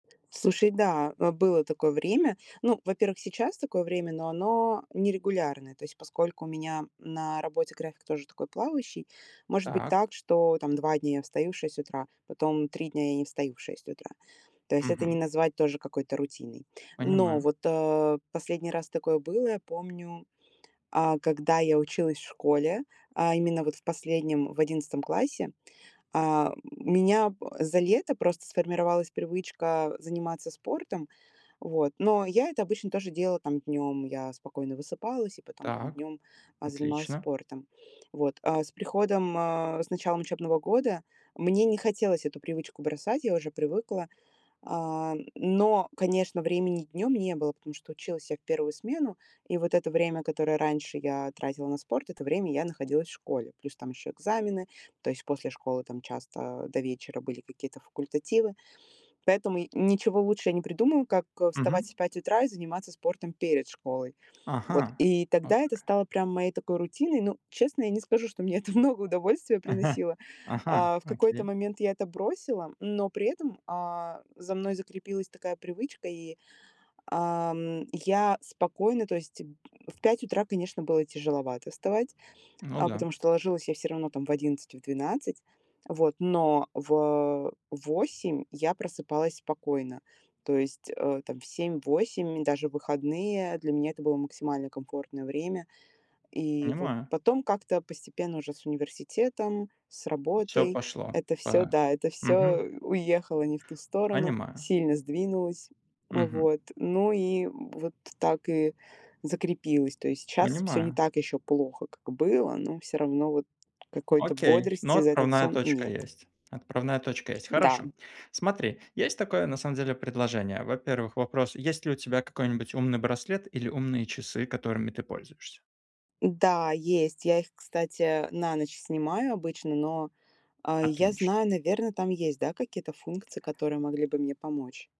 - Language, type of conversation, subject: Russian, advice, Как просыпаться более бодрым после ночного сна?
- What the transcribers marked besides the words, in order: tapping